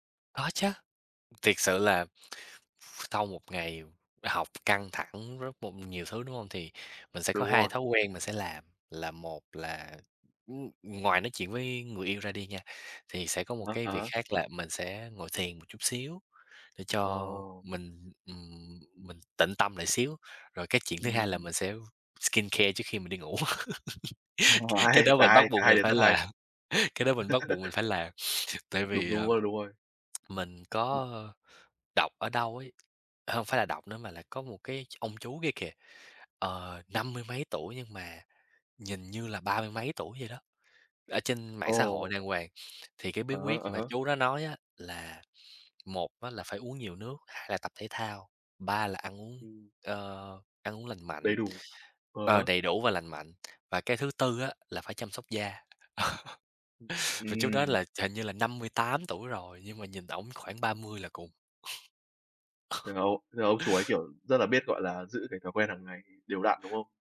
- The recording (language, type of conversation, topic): Vietnamese, unstructured, Bạn nghĩ làm thế nào để giảm căng thẳng trong cuộc sống hằng ngày?
- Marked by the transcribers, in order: tapping; in English: "skincare"; laughing while speaking: "Ồ hay"; laugh; laughing while speaking: "c"; laughing while speaking: "làm"; laugh; other noise; sniff; tsk; chuckle; chuckle